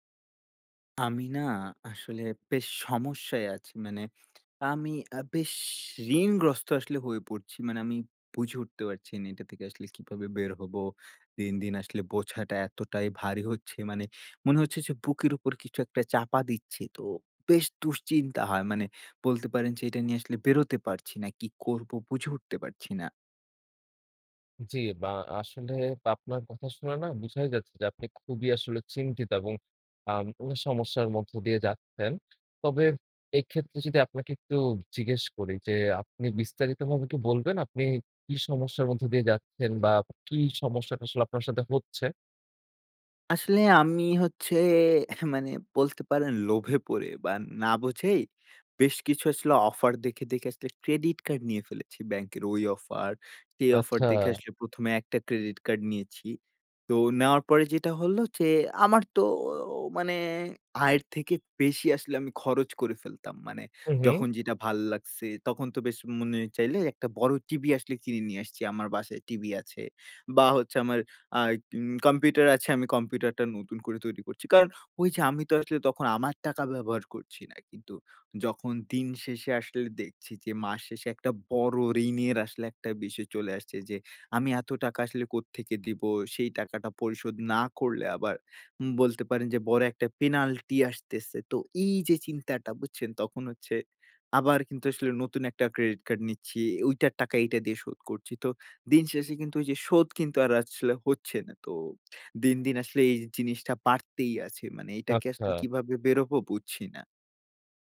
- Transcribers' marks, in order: tapping; horn; unintelligible speech; in English: "penalty"
- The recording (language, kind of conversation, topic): Bengali, advice, ক্রেডিট কার্ডের দেনা কেন বাড়ছে?